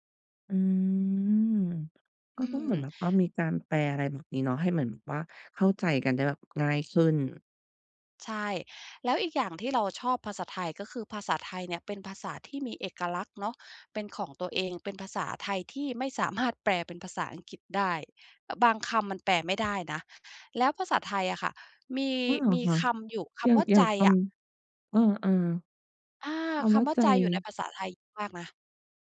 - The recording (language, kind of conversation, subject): Thai, podcast, เล่าเรื่องภาษาแม่ของคุณให้ฟังหน่อยได้ไหม?
- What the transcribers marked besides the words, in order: drawn out: "อืม"; tapping